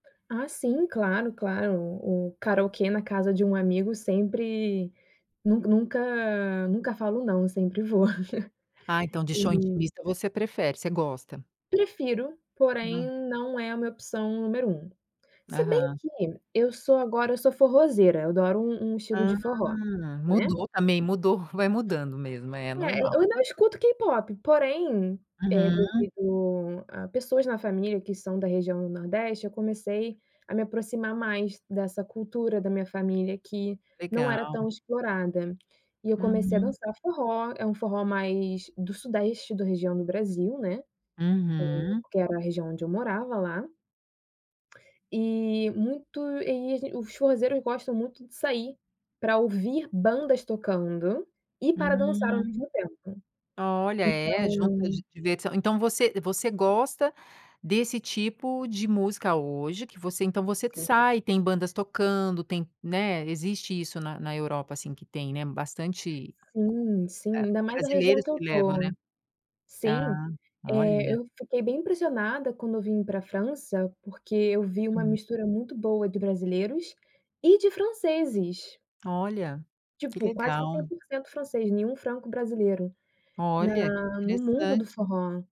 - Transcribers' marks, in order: other background noise; chuckle; in English: "K-pop"; tapping
- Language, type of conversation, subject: Portuguese, podcast, Você prefere festivais lotados ou shows intimistas, e por quê?